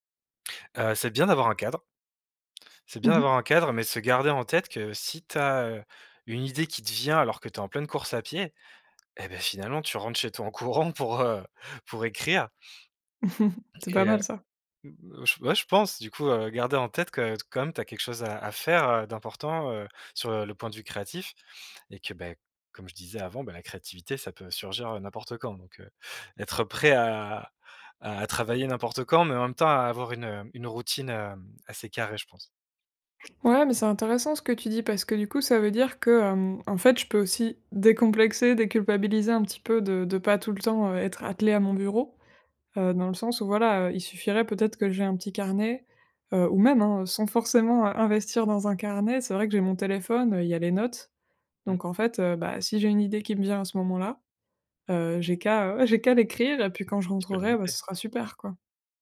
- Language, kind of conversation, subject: French, advice, Comment la fatigue et le manque d’énergie sabotent-ils votre élan créatif régulier ?
- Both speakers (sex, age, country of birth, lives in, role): female, 25-29, France, France, user; male, 35-39, France, France, advisor
- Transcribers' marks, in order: laughing while speaking: "toi en courant pour, heu"; chuckle; tapping